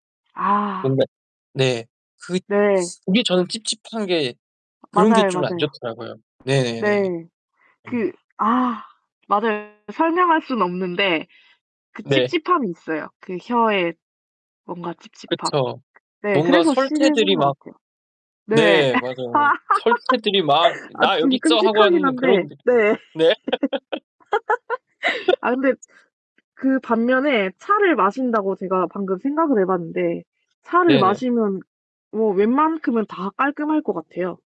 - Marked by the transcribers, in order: other background noise; distorted speech; tapping; laugh; laugh
- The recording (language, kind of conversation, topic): Korean, unstructured, 커피와 차 중 어느 쪽을 더 선호하시나요?
- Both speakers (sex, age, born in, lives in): female, 30-34, South Korea, South Korea; male, 25-29, South Korea, United States